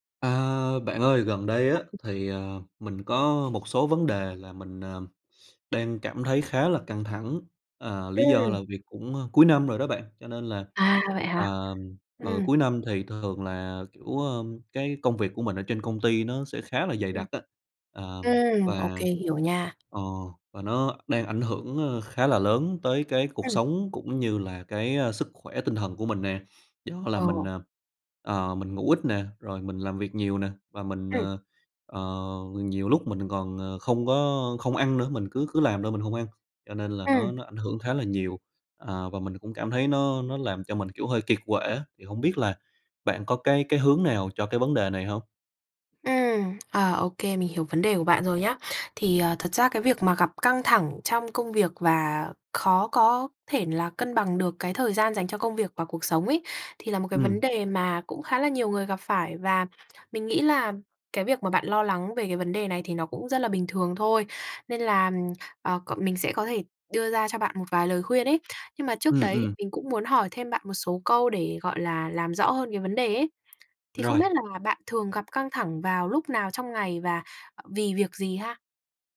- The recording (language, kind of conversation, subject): Vietnamese, advice, Bạn đang căng thẳng như thế nào vì thiếu thời gian, áp lực công việc và việc cân bằng giữa công việc với cuộc sống?
- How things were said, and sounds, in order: other background noise; tapping